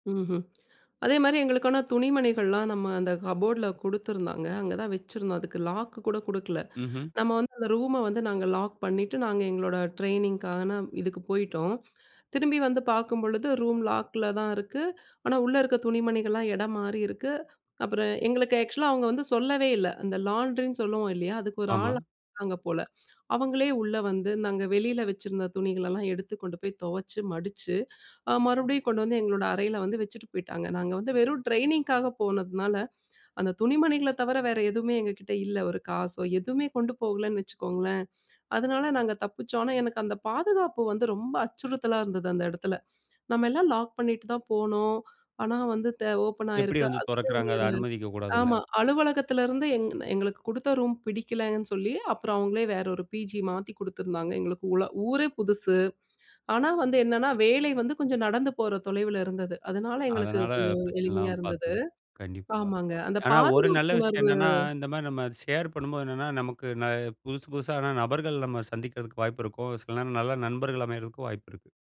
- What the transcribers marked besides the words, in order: in English: "ஆக்சுவலா"
- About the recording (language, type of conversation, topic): Tamil, podcast, பகிர்ந்து வசிக்கும் வீட்டிலும் குடியிருப்பிலும் தனியாக இருக்க நேரமும் இடமும் எப்படி ஏற்படுத்திக்கொள்ளலாம்?